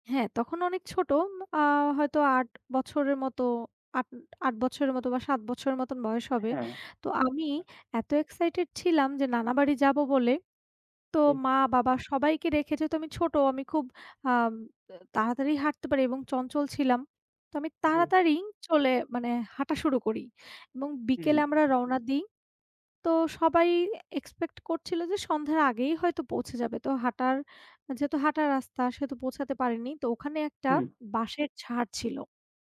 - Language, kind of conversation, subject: Bengali, unstructured, শৈশবে আপনি কোন জায়গায় ঘুরতে যেতে সবচেয়ে বেশি ভালোবাসতেন?
- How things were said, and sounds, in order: other background noise; tapping